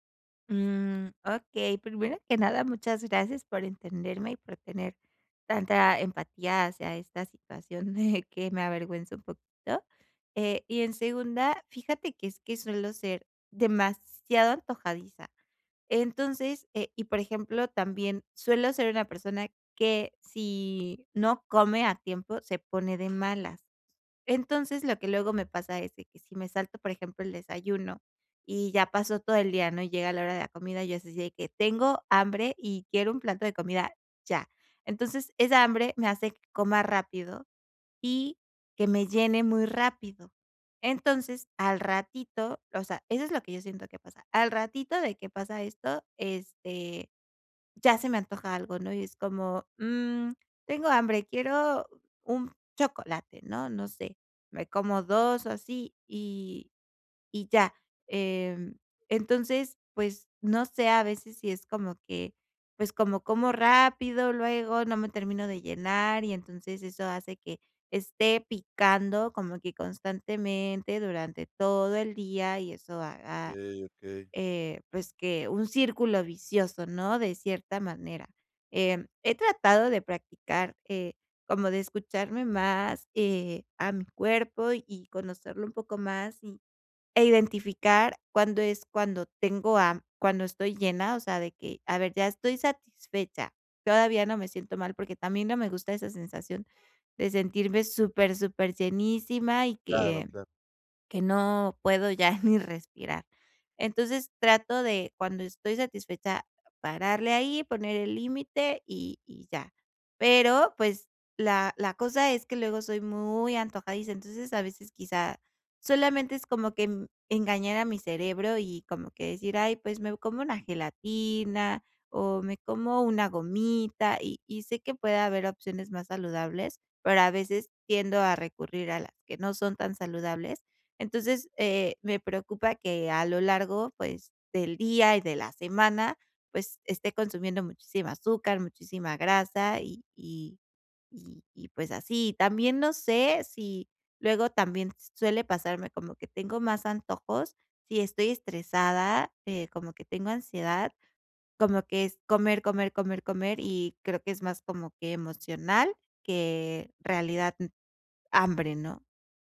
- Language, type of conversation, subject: Spanish, advice, ¿Cómo puedo reconocer y responder a las señales de hambre y saciedad?
- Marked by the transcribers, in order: laughing while speaking: "de"; tapping; horn; laughing while speaking: "ni respirar"